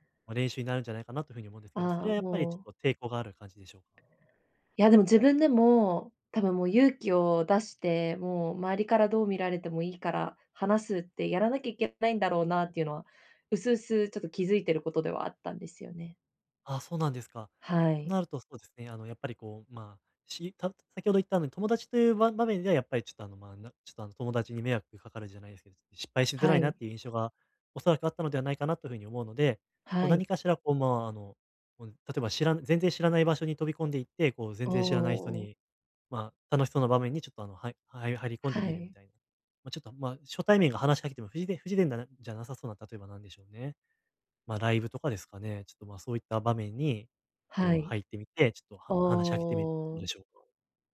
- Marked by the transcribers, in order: none
- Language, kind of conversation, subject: Japanese, advice, グループの集まりで、どうすれば自然に会話に入れますか？